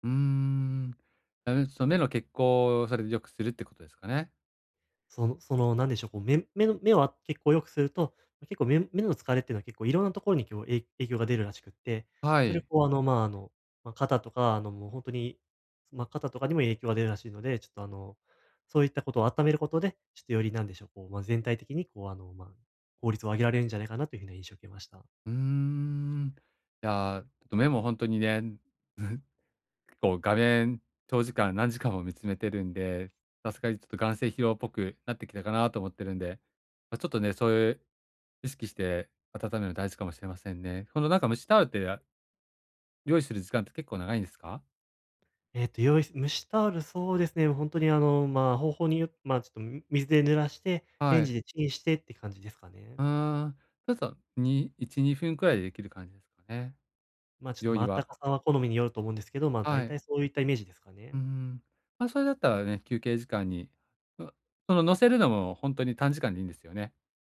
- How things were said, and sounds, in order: chuckle
- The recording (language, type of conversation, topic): Japanese, advice, 短い休憩で集中力と生産性を高めるにはどうすればよいですか？